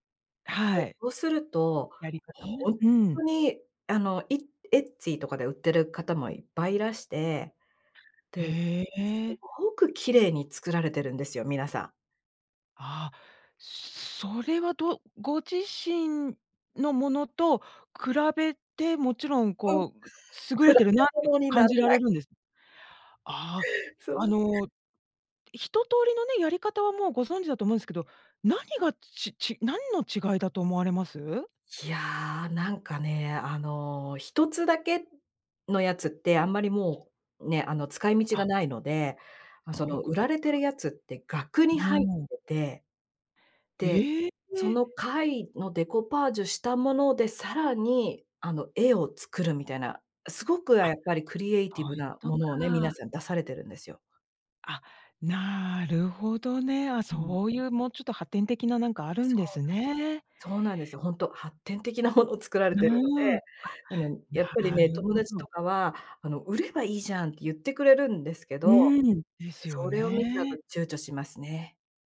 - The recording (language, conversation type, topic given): Japanese, podcast, あなたの一番好きな創作系の趣味は何ですか？
- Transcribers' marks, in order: laughing while speaking: "もの"